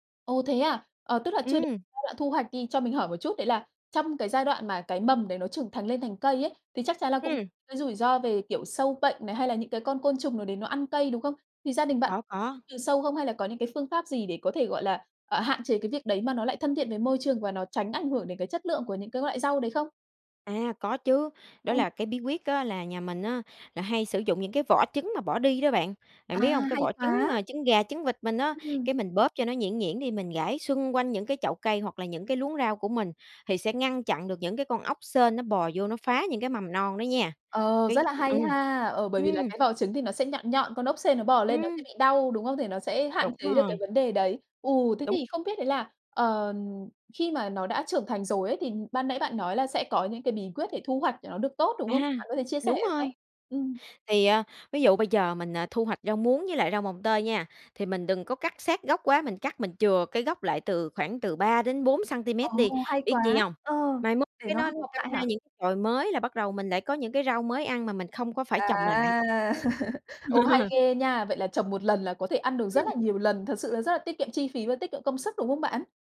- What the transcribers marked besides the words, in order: other background noise; laugh
- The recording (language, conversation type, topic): Vietnamese, podcast, Bạn có bí quyết nào để trồng rau trên ban công không?